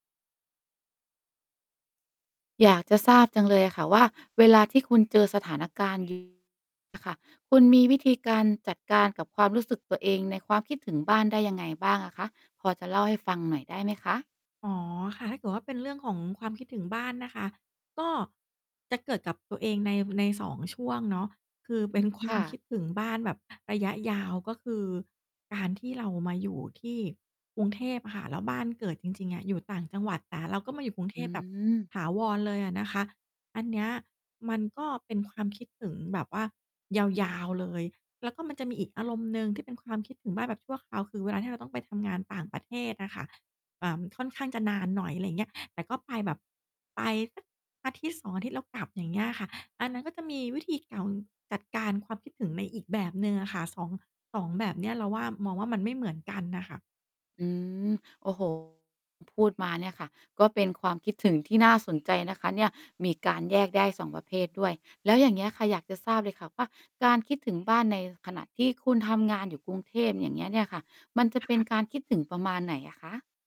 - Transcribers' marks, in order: distorted speech; mechanical hum; other background noise; static
- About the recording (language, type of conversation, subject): Thai, podcast, คุณรับมือกับความคิดถึงบ้านอย่างไรบ้าง?